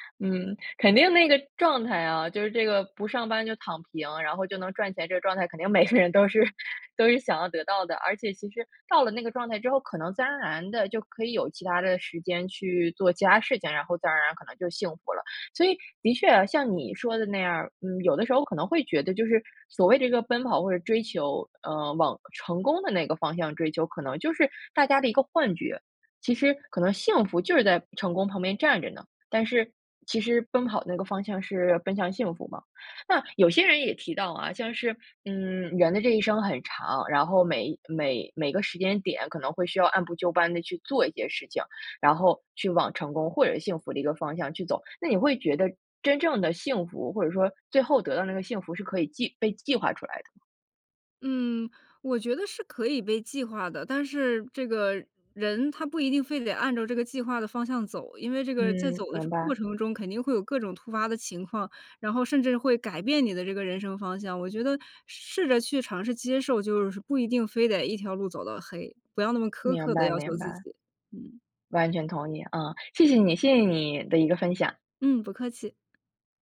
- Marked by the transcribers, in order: laughing while speaking: "每个人都是 都是想要得到的"; other background noise
- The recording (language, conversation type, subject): Chinese, podcast, 你会如何在成功与幸福之间做取舍？